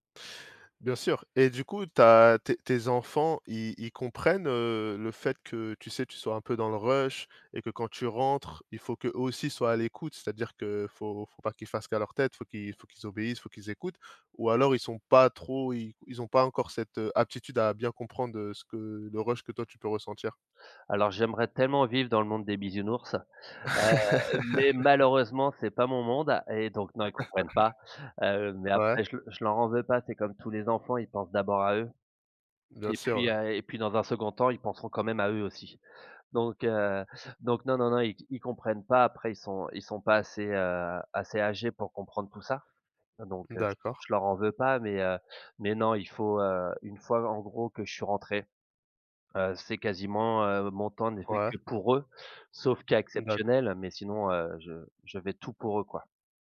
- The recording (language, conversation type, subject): French, podcast, Comment gères-tu l’équilibre entre le travail et la vie personnelle ?
- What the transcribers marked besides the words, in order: laugh; laugh; stressed: "eux"